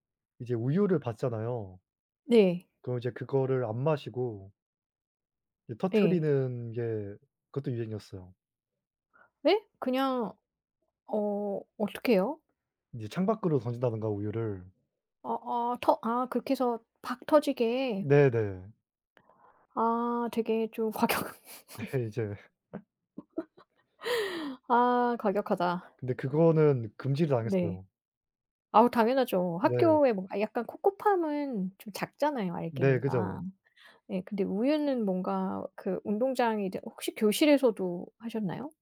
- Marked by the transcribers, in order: tapping; other background noise; laughing while speaking: "네"; laughing while speaking: "과격"; laugh
- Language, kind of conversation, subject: Korean, unstructured, 학교에서 가장 행복했던 기억은 무엇인가요?